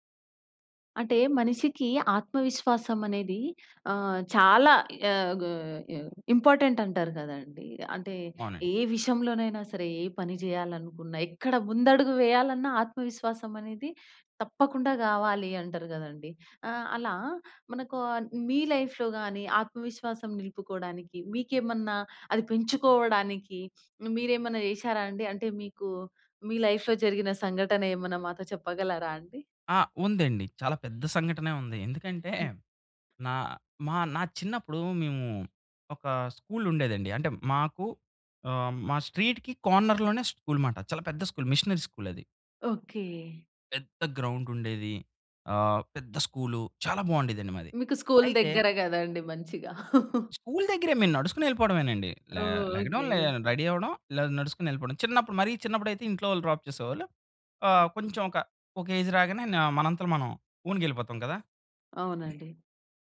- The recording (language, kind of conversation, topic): Telugu, podcast, మీ ఆత్మవిశ్వాసాన్ని పెంచిన అనుభవం గురించి చెప్పగలరా?
- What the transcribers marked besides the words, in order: in English: "లైఫ్‌లో"; in English: "లైఫ్‌లో"; in English: "స్ట్రీట్‌కి కార్నర్‌లోనే"; in English: "మిషనరీ"; chuckle; in English: "రెడీ"; other noise; in English: "డ్రాప్"; throat clearing